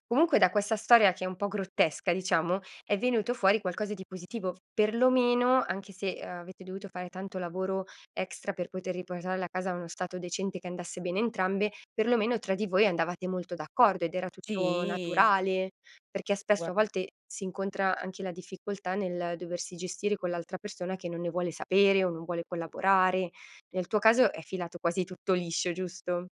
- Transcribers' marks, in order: drawn out: "Sì"
- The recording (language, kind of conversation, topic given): Italian, podcast, Come dividete i compiti di casa con gli altri?